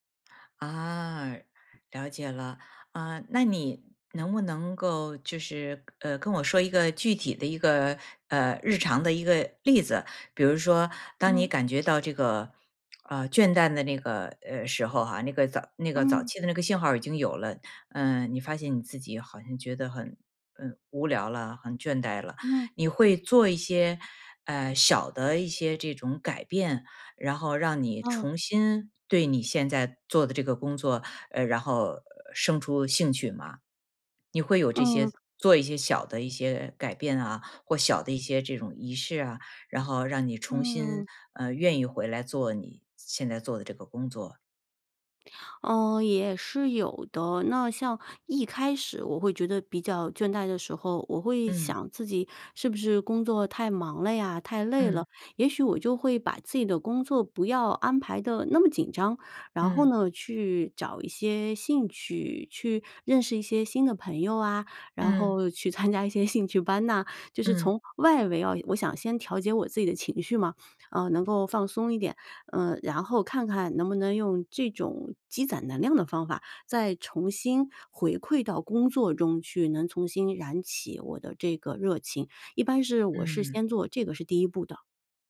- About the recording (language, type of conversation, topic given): Chinese, podcast, 你是怎么保持长期热情不退的？
- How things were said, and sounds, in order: other background noise; laughing while speaking: "参加"; "重新" said as "从新"